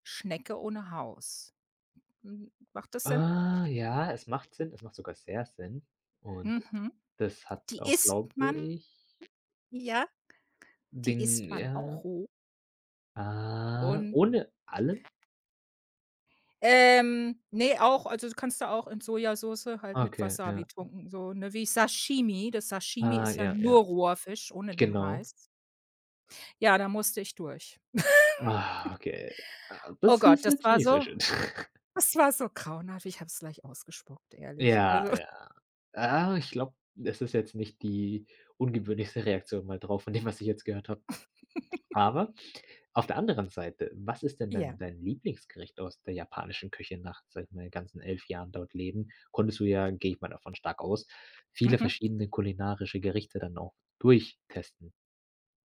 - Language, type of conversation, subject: German, podcast, Welche lokale Speise musstest du unbedingt probieren?
- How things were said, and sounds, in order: other background noise; unintelligible speech; drawn out: "Ah"; unintelligible speech; chuckle; chuckle; chuckle; chuckle; tapping